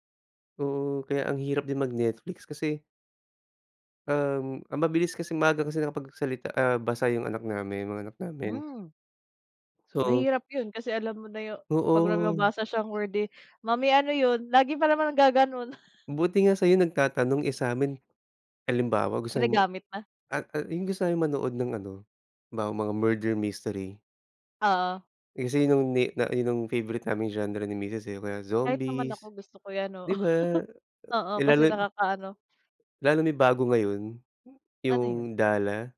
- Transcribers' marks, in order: chuckle; in English: "murder mystery"; laughing while speaking: "oo"
- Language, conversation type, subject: Filipino, unstructured, Anong libangan ang palagi mong ginagawa kapag may libreng oras ka?